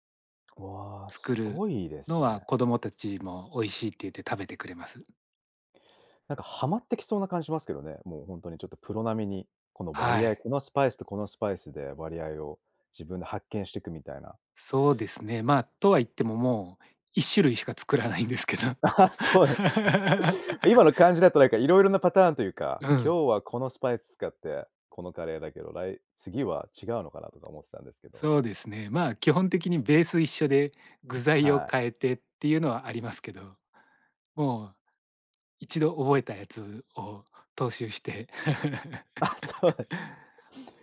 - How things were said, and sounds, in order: other background noise; tapping; laughing while speaking: "ああ、そうなんです"; laughing while speaking: "作らないんですけど"; laugh; laughing while speaking: "あ、そうなんす"; laugh
- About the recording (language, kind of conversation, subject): Japanese, podcast, 家事の分担はどうやって決めていますか？